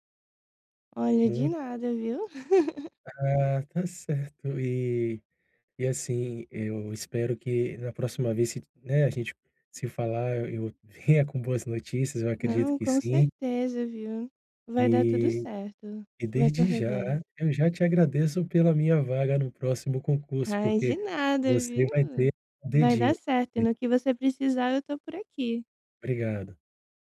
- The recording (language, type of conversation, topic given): Portuguese, advice, Como posso desenvolver autoconfiança ao receber críticas ou rejeição?
- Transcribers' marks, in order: laugh; "venha" said as "renha"